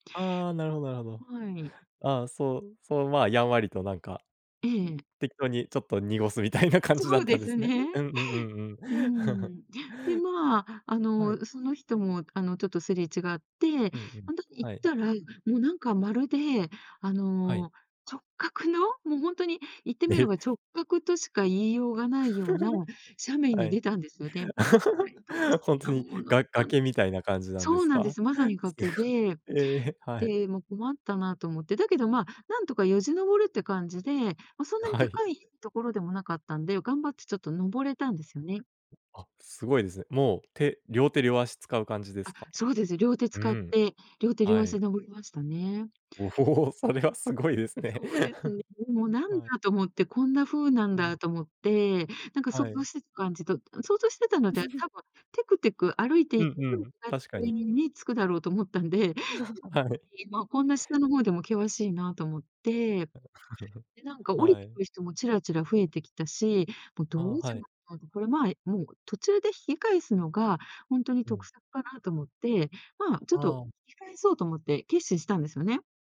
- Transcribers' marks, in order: laughing while speaking: "みたいな感じだったんですね"; laugh; laugh; laughing while speaking: "すごい、ええ。はい"; laughing while speaking: "はい"; other noise; laughing while speaking: "おお、それはすごいですね"; laugh; other background noise; laugh; unintelligible speech; laugh; unintelligible speech; laugh
- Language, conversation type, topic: Japanese, podcast, 直感で判断して失敗した経験はありますか？